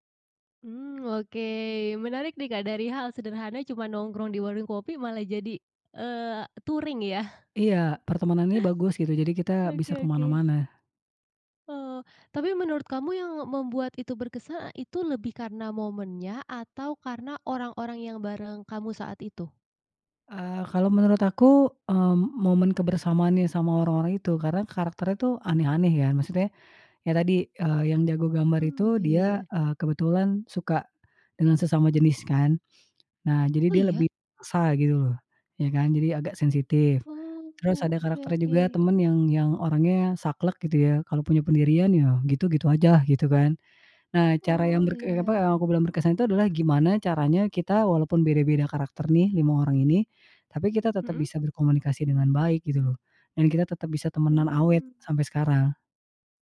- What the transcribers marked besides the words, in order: in English: "touring"; chuckle
- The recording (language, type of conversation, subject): Indonesian, podcast, Apa trikmu agar hal-hal sederhana terasa berkesan?